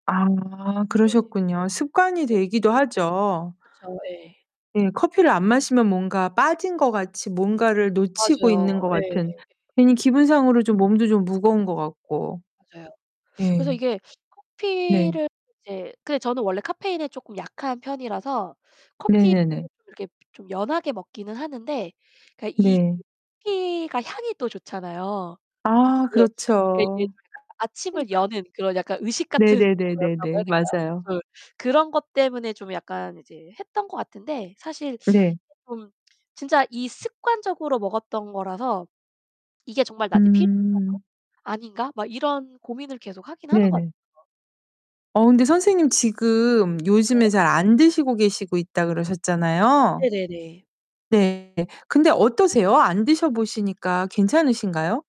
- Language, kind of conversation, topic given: Korean, unstructured, 매일 아침 커피 한 잔은 정말 필요한 습관일까요?
- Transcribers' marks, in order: distorted speech; other background noise; laugh